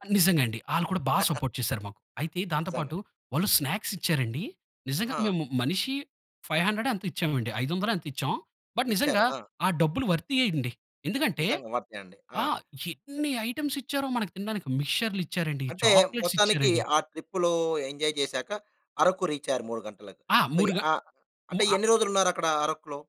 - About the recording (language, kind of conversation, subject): Telugu, podcast, నీ చిన్ననాటి పాఠశాల విహారయాత్రల గురించి నీకు ఏ జ్ఞాపకాలు గుర్తున్నాయి?
- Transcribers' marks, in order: chuckle; in English: "సపోర్ట్"; in English: "స్నాక్స్"; in English: "ఫైవ్ హండ్రెడ్"; in English: "బట్"; in English: "వర్తే"; in English: "ఐటమ్స్"; in English: "చాక్లెట్స్"; in English: "ట్రిప్‌లో ఎంజాయ్"; in English: "సో"